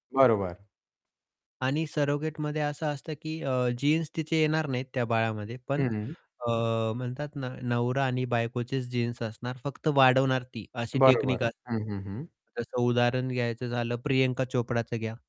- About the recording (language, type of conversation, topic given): Marathi, podcast, तुमच्या मते बाळ होण्याचा निर्णय कसा आणि कधी घ्यायला हवा?
- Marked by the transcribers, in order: tapping; static